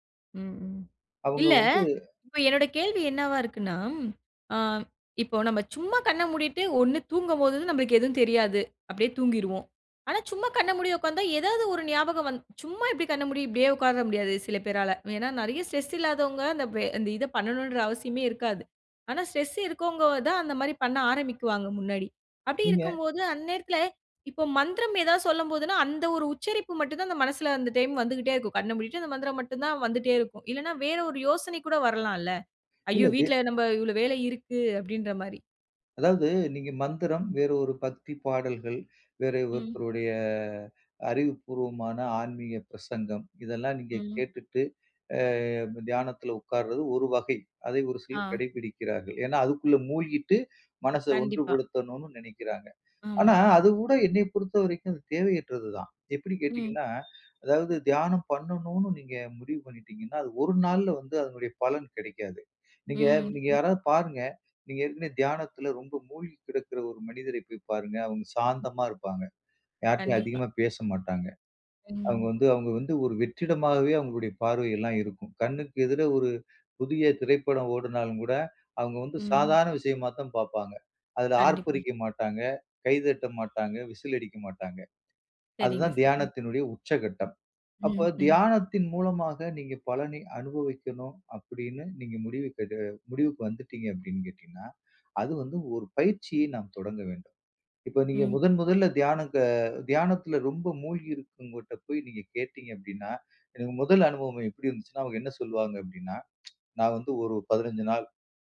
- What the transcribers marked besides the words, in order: in English: "ஸ்ட்ரெஸ்"; in English: "ஸ்ட்ரெஸ்"; in English: "டைம்"; tapping; unintelligible speech; drawn out: "ஒருத்தருடைய"; other background noise; horn; unintelligible speech; tsk
- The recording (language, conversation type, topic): Tamil, podcast, நேரம் இல்லாத நாளில் எப்படி தியானம் செய்யலாம்?